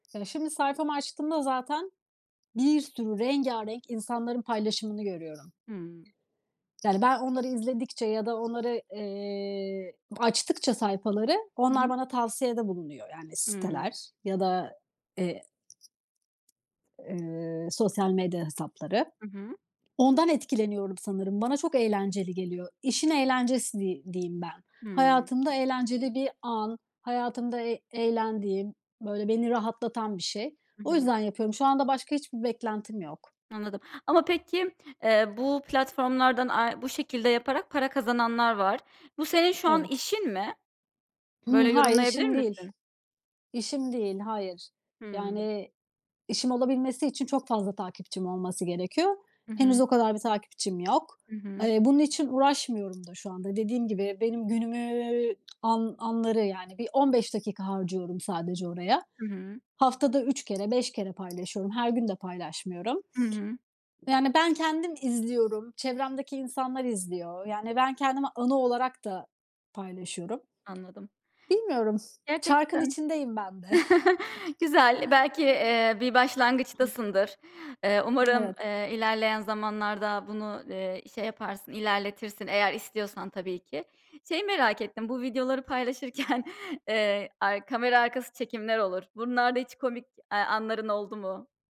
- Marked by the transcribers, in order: other background noise; tapping; chuckle; chuckle
- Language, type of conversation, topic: Turkish, podcast, Sosyal medya, yaratıcılık sürecini nasıl değiştirdi?